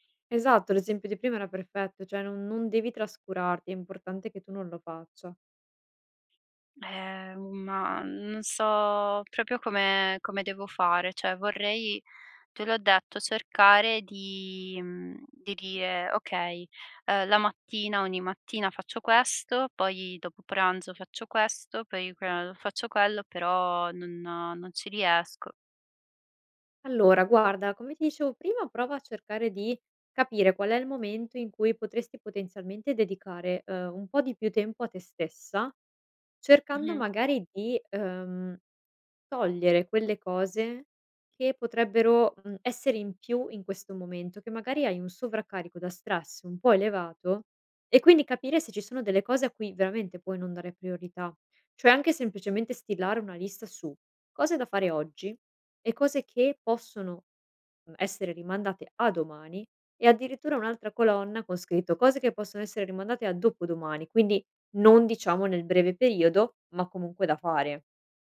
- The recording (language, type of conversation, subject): Italian, advice, Come descriveresti l’assenza di una routine quotidiana e la sensazione che le giornate ti sfuggano di mano?
- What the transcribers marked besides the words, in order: none